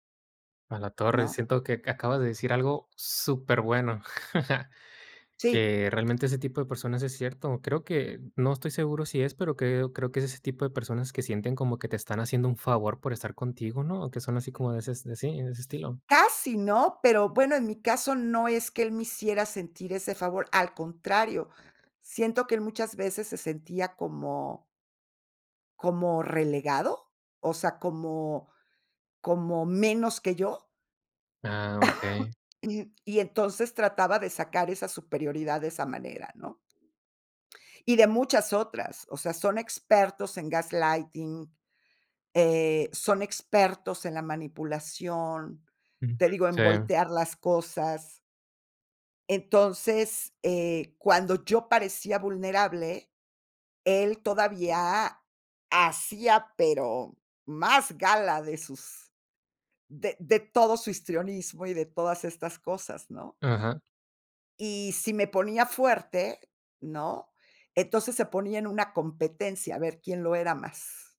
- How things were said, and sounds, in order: chuckle; other background noise; cough; throat clearing; in English: "gaslighting"
- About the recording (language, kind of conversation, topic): Spanish, podcast, ¿Qué papel juega la vulnerabilidad al comunicarnos con claridad?